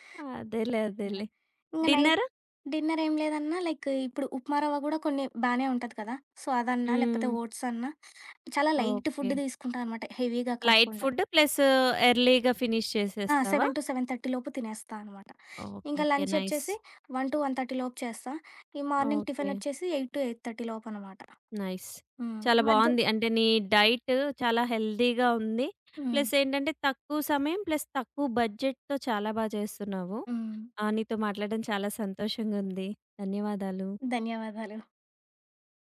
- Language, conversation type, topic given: Telugu, podcast, ఆరోగ్యవంతమైన ఆహారాన్ని తక్కువ సమయంలో తయారుచేయడానికి మీ చిట్కాలు ఏమిటి?
- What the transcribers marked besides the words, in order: in English: "నైట్ డిన్నర్"; in English: "లైక్"; in English: "సో"; in English: "ఓట్స్"; in English: "లైట్ ఫుడ్"; in English: "హెవీగా"; in English: "లైట్ ఫుడ్ ప్లస్ ఎర్లీగా ఫినిష్"; in English: "సెవెన్ టూ సెవెన్ థర్టీ"; in English: "నైస్"; in English: "లంచ్"; in English: "వన్ టూ వన్ థర్టీ"; in English: "మార్నింగ్ టిఫిన్"; in English: "ఎయిట్ టూ ఎయిట్ థర్టీ"; in English: "నైస్"; tapping; in English: "డైట్"; in English: "హెల్తీగా"; in English: "ప్లస్"; in English: "ప్లస్"; in English: "బడ్జెట్‌తో"; other background noise